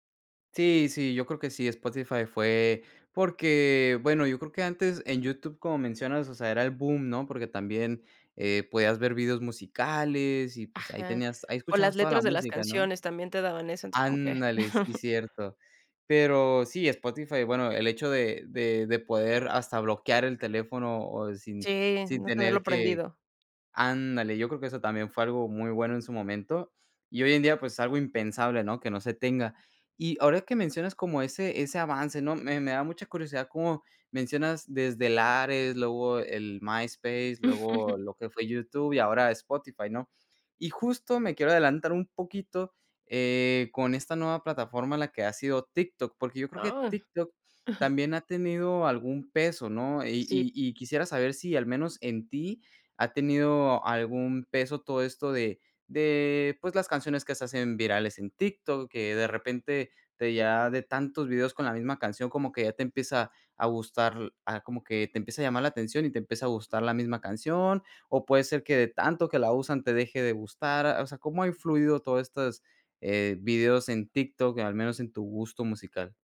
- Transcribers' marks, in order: chuckle; chuckle
- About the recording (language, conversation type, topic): Spanish, podcast, ¿Cómo ha influido la tecnología en tus cambios musicales personales?